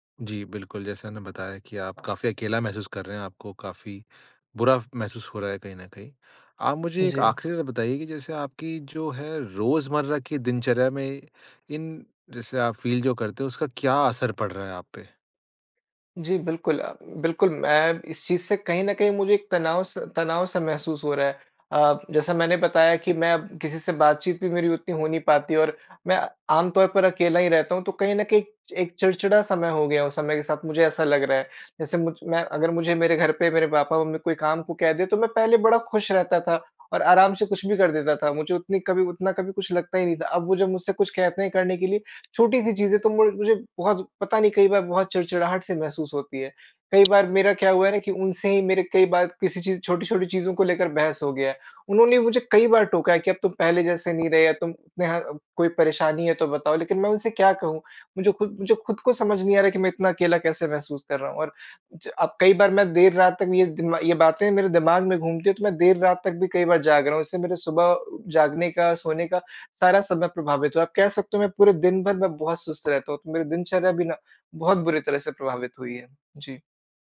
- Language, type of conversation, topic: Hindi, advice, लंबे समय बाद दोस्ती टूटने या सामाजिक दायरा बदलने पर अकेलापन क्यों महसूस होता है?
- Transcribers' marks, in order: in English: "फील"